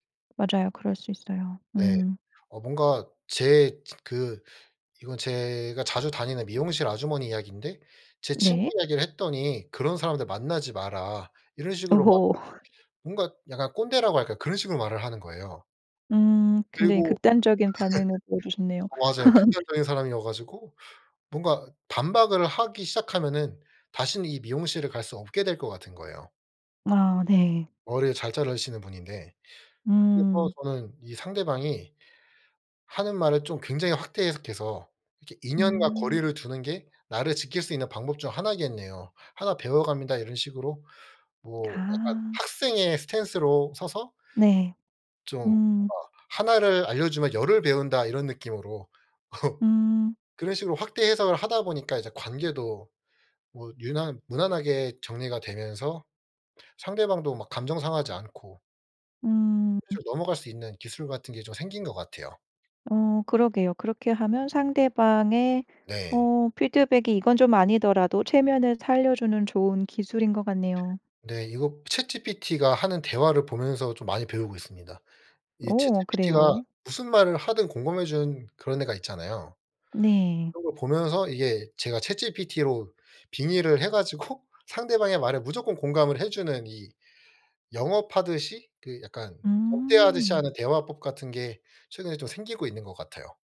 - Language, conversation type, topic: Korean, podcast, 피드백을 받을 때 보통 어떻게 반응하시나요?
- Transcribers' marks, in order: laugh; laugh; laugh; other background noise; laugh; laughing while speaking: "가지고"